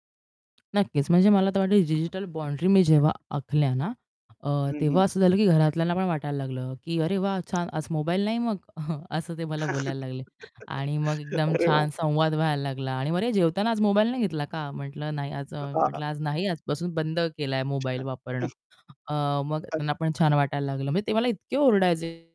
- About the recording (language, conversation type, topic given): Marathi, podcast, तुम्हाला तुमच्या डिजिटल वापराच्या सीमा कशा ठरवायला आवडतात?
- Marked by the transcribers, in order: other background noise; static; tapping; chuckle; laugh; laughing while speaking: "अरे वाह!"; unintelligible speech; other noise; chuckle; unintelligible speech; distorted speech